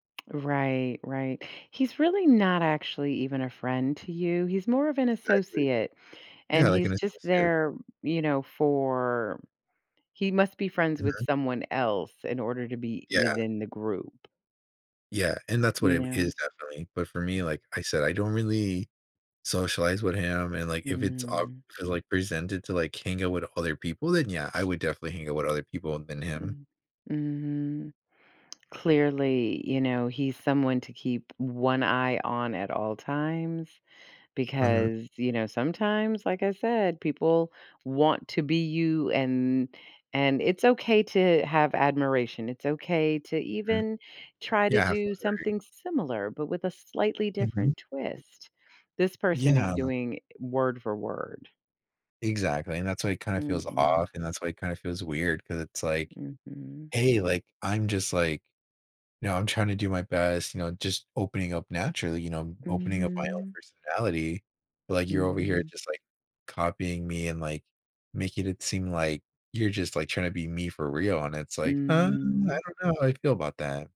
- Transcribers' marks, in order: tapping; other background noise; tsk; unintelligible speech
- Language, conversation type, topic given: English, advice, How can I apologize sincerely?